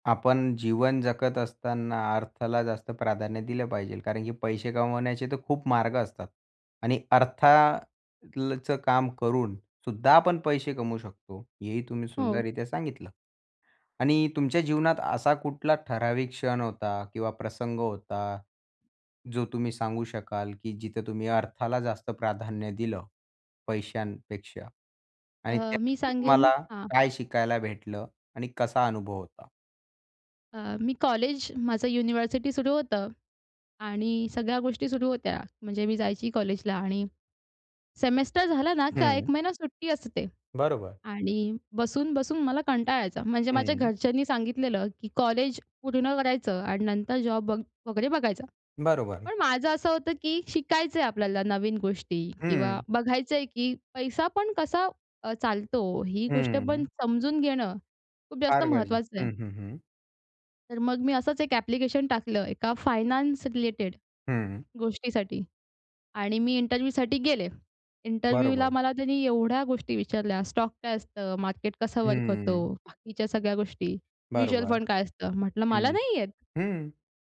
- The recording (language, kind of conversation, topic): Marathi, podcast, तुम्ही पैशांना जास्त महत्त्व देता की कामाच्या अर्थपूर्णतेला?
- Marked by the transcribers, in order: other background noise; tapping; "सांगितलं" said as "सांगितलेलं"; in English: "इंटरव्ह्यूसाठी"; in English: "इंटरव्ह्यूला"; in English: "म्युच्युअल फंड"